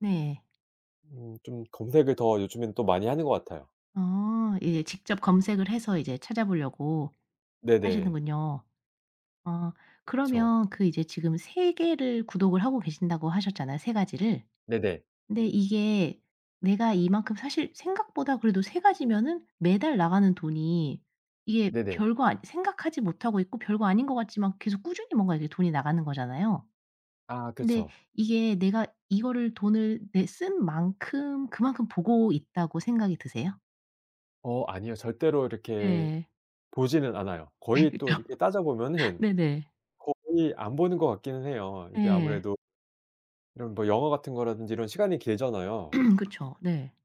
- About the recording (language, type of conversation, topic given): Korean, podcast, 요즘 스트리밍 서비스 덕분에 달라진 점은 무엇인가요?
- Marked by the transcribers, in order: other background noise; laughing while speaking: "네. 그쵸"; throat clearing